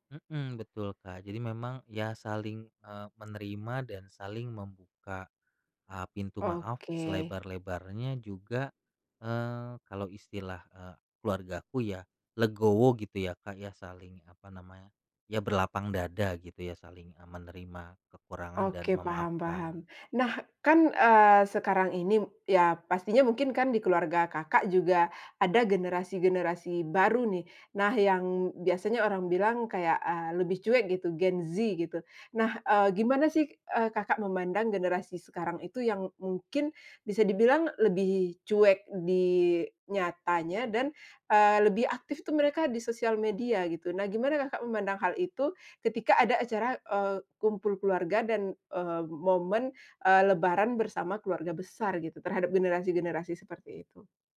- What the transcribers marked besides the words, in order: none
- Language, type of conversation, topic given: Indonesian, podcast, Bagaimana tradisi minta maaf saat Lebaran membantu rekonsiliasi keluarga?